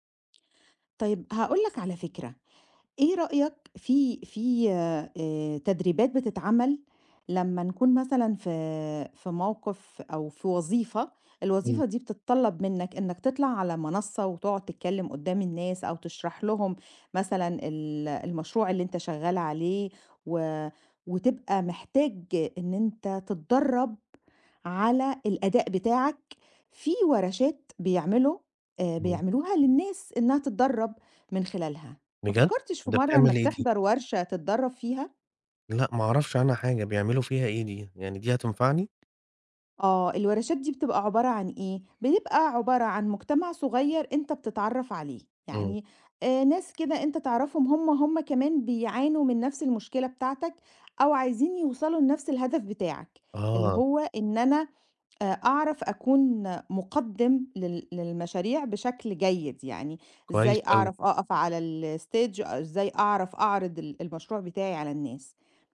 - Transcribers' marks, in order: tapping; in English: "الstage"
- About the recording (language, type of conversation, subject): Arabic, advice, إزاي أقدر أتغلب على خوفي من الكلام قدام ناس في الشغل؟